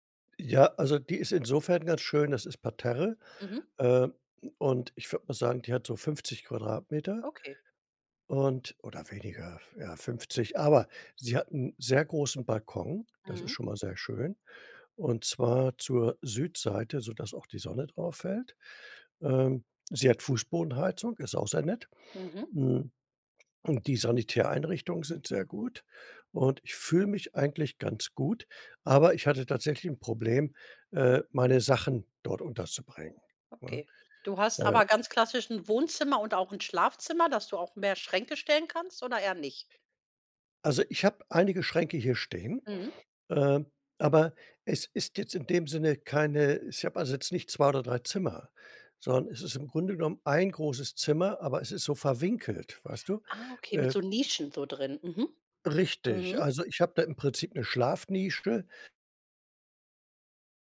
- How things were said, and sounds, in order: none
- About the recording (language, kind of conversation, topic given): German, podcast, Wie schaffst du Platz in einer kleinen Wohnung?